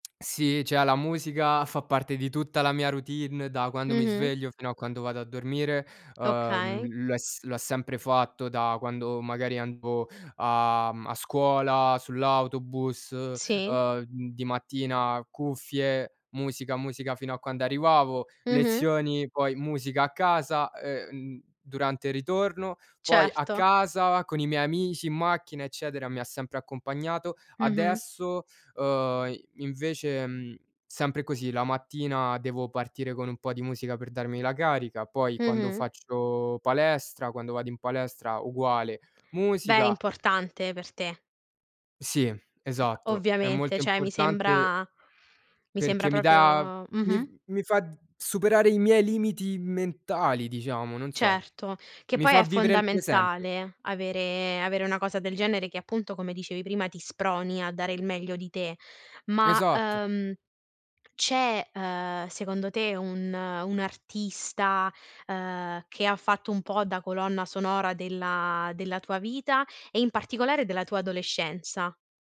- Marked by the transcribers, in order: "cioè" said as "ceh"; other noise; "cioè" said as "ceh"; "proprio" said as "propio"
- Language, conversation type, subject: Italian, podcast, In che modo la musica influenza il tuo umore ogni giorno?